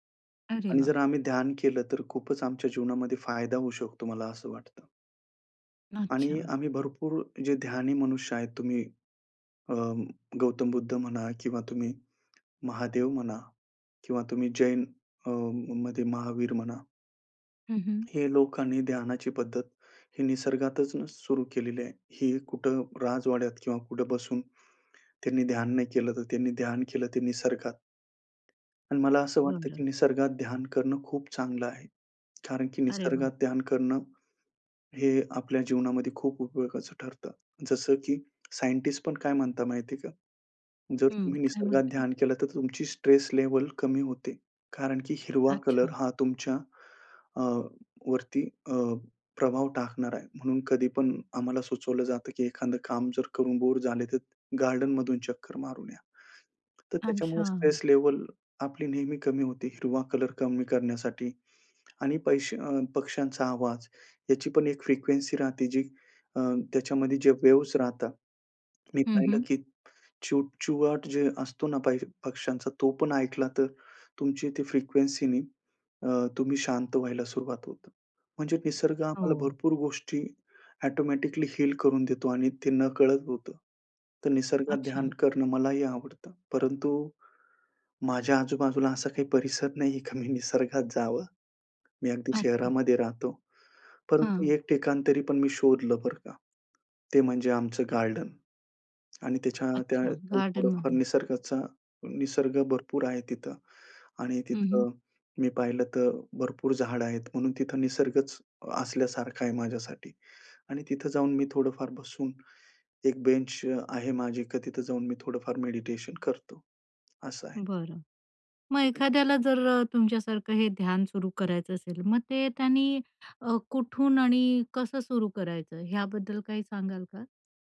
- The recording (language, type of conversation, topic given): Marathi, podcast, निसर्गात ध्यान कसे सुरू कराल?
- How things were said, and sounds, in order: tapping; other background noise; in English: "हील"; laughing while speaking: "का मी"; unintelligible speech